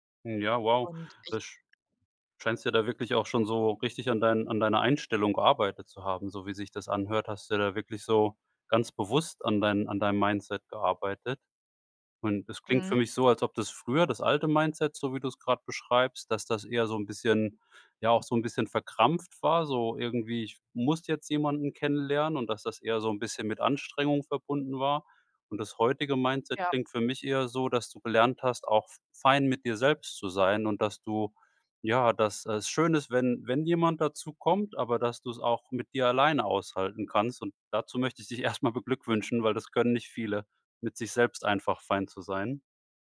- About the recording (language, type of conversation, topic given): German, advice, Wie kann ich in einer neuen Stadt Freundschaften aufbauen, wenn mir das schwerfällt?
- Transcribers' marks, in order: laughing while speaking: "erst mal"